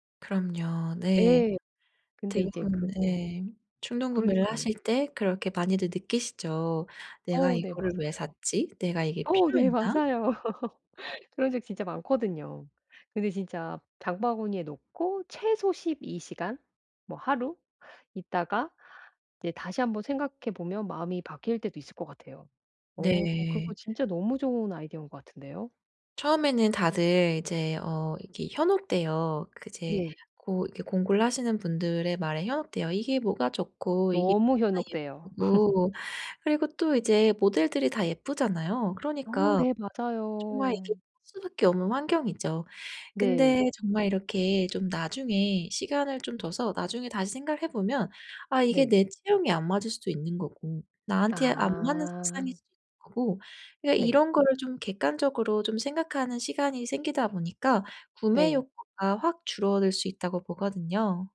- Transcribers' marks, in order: other background noise; laugh; unintelligible speech; laugh
- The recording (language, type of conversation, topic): Korean, advice, 충동구매를 줄이고 물건을 간소화하려면 오늘 무엇부터 시작하면 좋을까요?